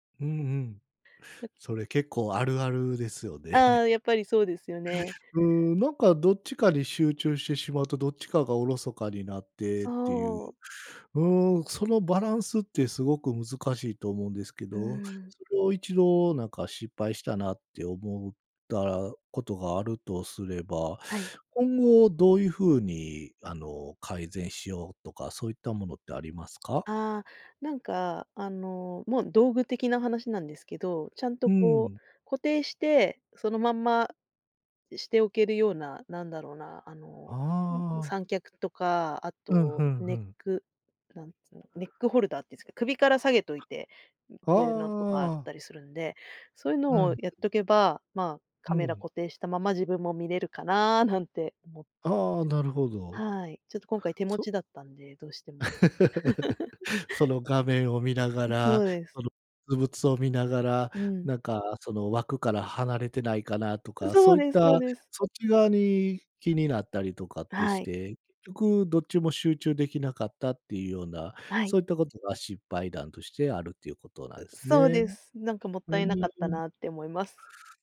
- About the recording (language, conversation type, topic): Japanese, podcast, 今、どんな趣味にハマっていますか？
- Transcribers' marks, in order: chuckle; other background noise; other noise; laugh